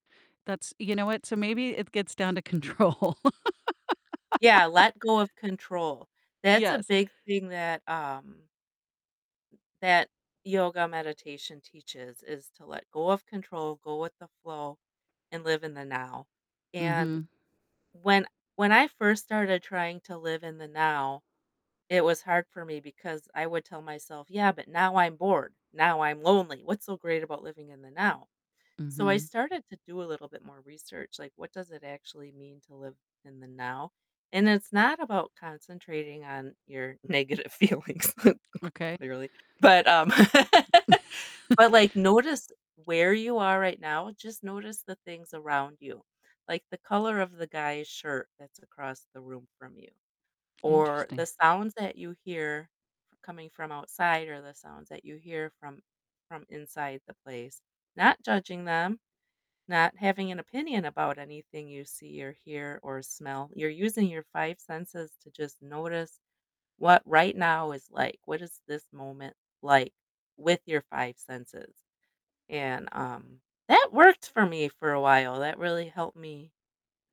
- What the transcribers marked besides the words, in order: distorted speech; laughing while speaking: "control"; laugh; other background noise; laughing while speaking: "negative feelings"; chuckle; static; tapping; chuckle
- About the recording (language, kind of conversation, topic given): English, unstructured, How do you create a good work-life balance?
- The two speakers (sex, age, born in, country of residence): female, 50-54, United States, United States; female, 50-54, United States, United States